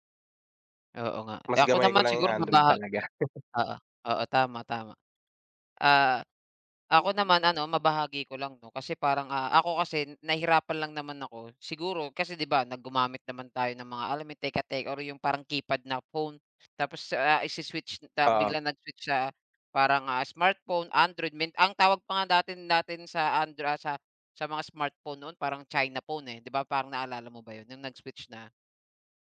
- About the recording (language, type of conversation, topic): Filipino, unstructured, Ano ang naramdaman mo nang unang beses kang gumamit ng matalinong telepono?
- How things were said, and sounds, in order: laugh; "dati" said as "datin"